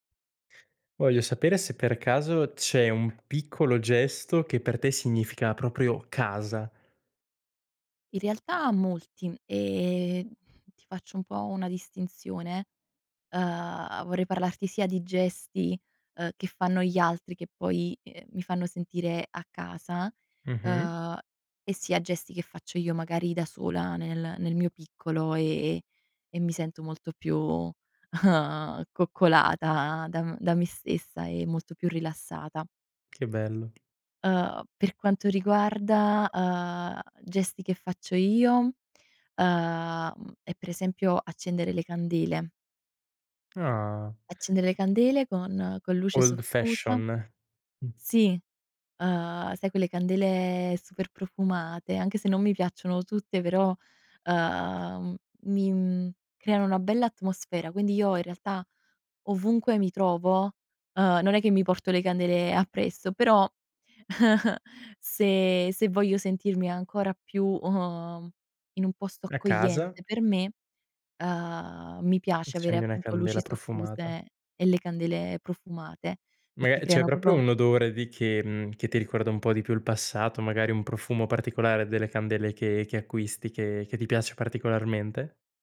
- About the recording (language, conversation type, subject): Italian, podcast, C'è un piccolo gesto che, per te, significa casa?
- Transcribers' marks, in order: giggle; in English: "Old fashion"; chuckle; "proprio" said as "propo"